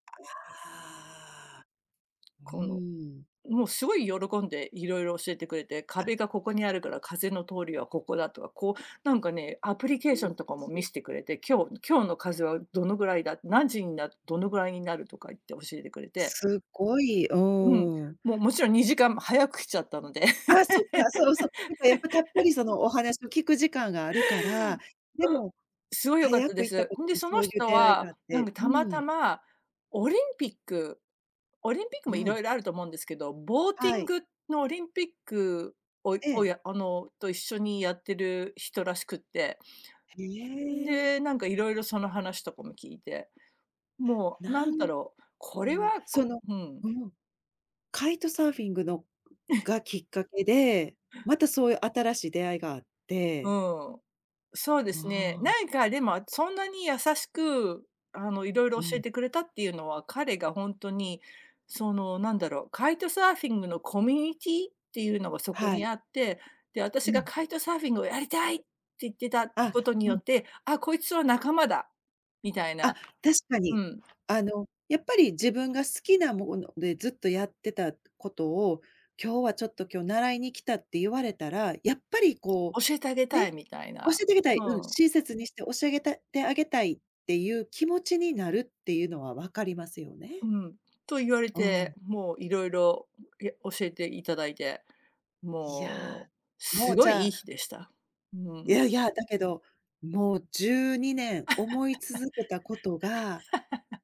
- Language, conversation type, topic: Japanese, podcast, 学び仲間やコミュニティの力をどう活かせばよいですか？
- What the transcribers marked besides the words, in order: unintelligible speech; laugh; laugh